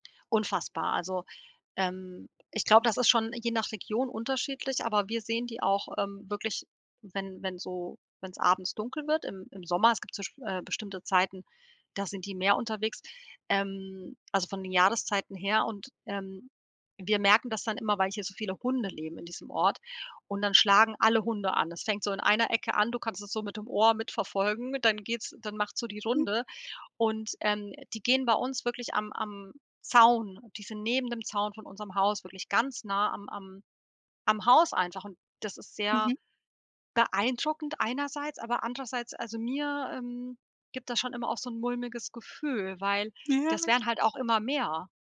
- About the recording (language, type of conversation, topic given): German, podcast, Wie wichtig ist dir Zeit in der Natur?
- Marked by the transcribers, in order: other background noise; stressed: "beeindruckend"